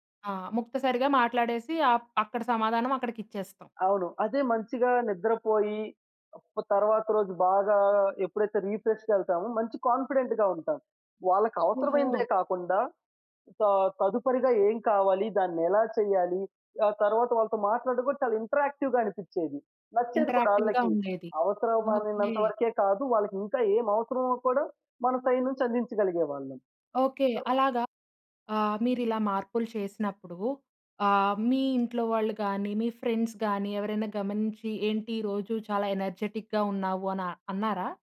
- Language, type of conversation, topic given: Telugu, podcast, నిద్రకు మంచి క్రమశిక్షణను మీరు ఎలా ఏర్పరుచుకున్నారు?
- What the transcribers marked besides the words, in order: in English: "రిఫ్రెష్‌గేళ్తామో"; in English: "కాన్ఫిడెంట్‌గా"; in English: "ఇంటరాక్టివ్‌గా"; in English: "ఇంటరాక్టివ్‌గా"; in English: "సైడ్"; in English: "సో"; in English: "ఫ్రెండ్స్"; in English: "ఎనర్జిటిక్‌గా"